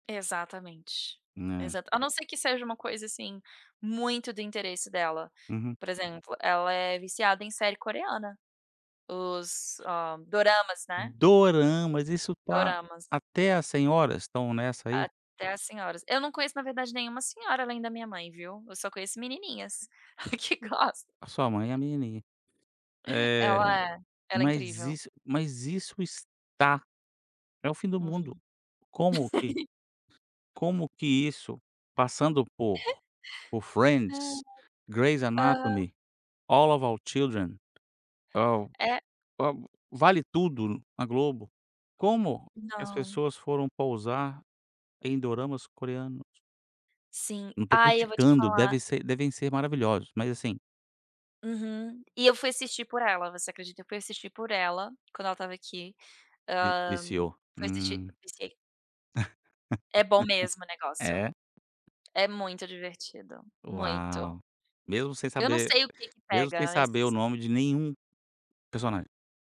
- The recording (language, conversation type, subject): Portuguese, podcast, Como você costuma pedir ajuda quando precisa?
- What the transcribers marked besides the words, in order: tapping; laughing while speaking: "que gosta"; other background noise; laugh; laugh